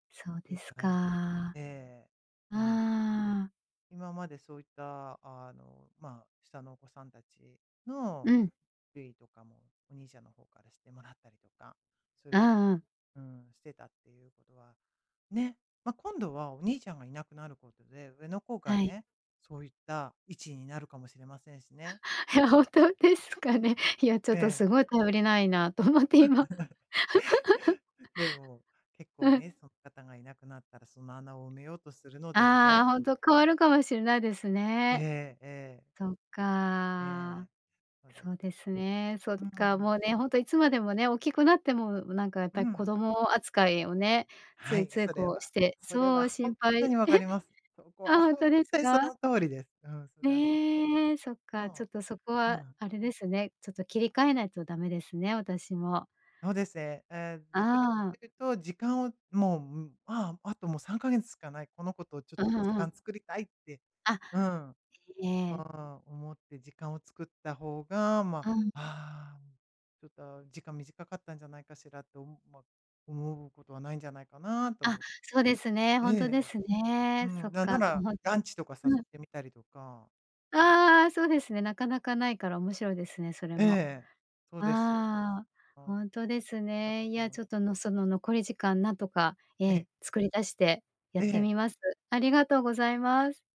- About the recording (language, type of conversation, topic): Japanese, advice, 別れたあと、孤独や不安にどう対処すればよいですか？
- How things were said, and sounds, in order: laughing while speaking: "いや、本当ですかね"; chuckle; laughing while speaking: "思って今"; giggle; laugh